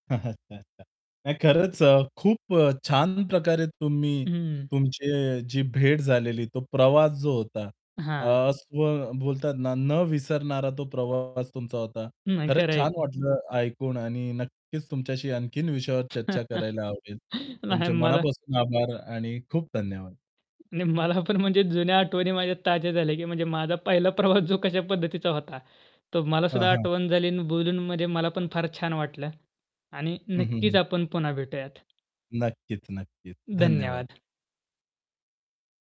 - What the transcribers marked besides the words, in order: static; chuckle; distorted speech; chuckle; laughing while speaking: "नाही मला"; laughing while speaking: "नाही मला पण म्हणजे जुन्या … कश्या पद्धतीचा होता?"; tapping
- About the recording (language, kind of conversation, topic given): Marathi, podcast, एखाद्या अनपेक्षित ठिकाणी तुम्हाला भेटलेल्या व्यक्तीची आठवण सांगाल का?